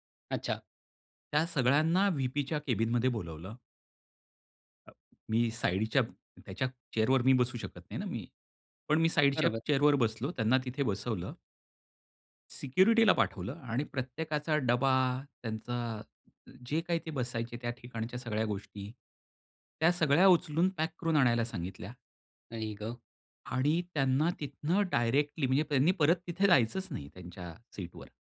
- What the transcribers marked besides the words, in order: other noise; tapping; other background noise
- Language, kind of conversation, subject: Marathi, podcast, नकार देताना तुम्ही कसे बोलता?